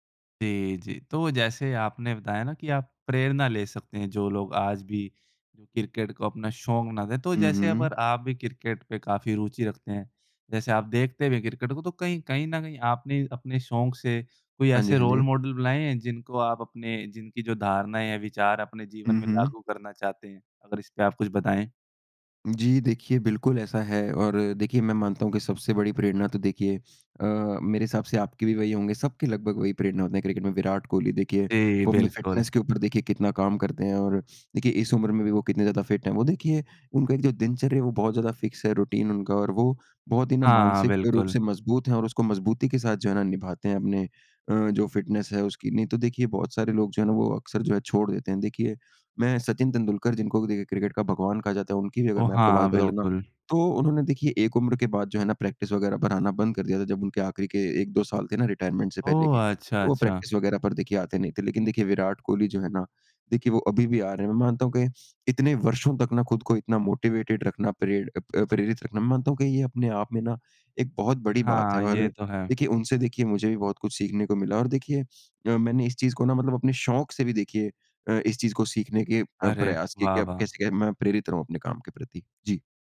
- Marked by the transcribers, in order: in English: "रोल मॉडल"; tapping; in English: "फ़िटनेस्स"; in English: "फ़िट"; in English: "फ़िक्स"; in English: "रूटीन"; in English: "फ़िटनेस"; in English: "प्रैक्टिस"; in English: "रिटायरमेंट"; in English: "प्रैक्टिस"; in English: "मोटिवेटेड"
- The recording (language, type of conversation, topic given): Hindi, podcast, कौन सा शौक आपको सबसे ज़्यादा सुकून देता है?